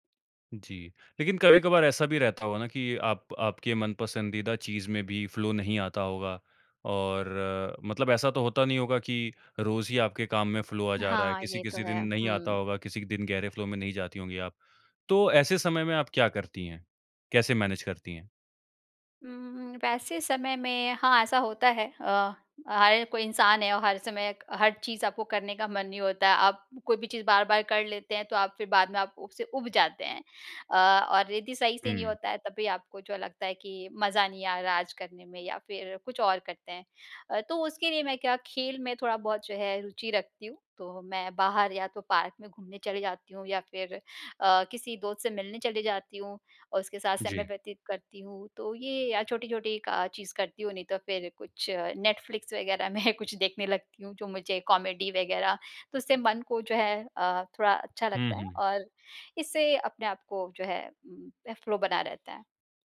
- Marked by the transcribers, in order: in English: "फ़्लो"; in English: "फ़्लो"; in English: "फ़्लो"; in English: "मैनेज"; in English: "पार्क"; laughing while speaking: "में"; in English: "फ़्लो"
- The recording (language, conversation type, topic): Hindi, podcast, आप कैसे पहचानते हैं कि आप गहरे फ्लो में हैं?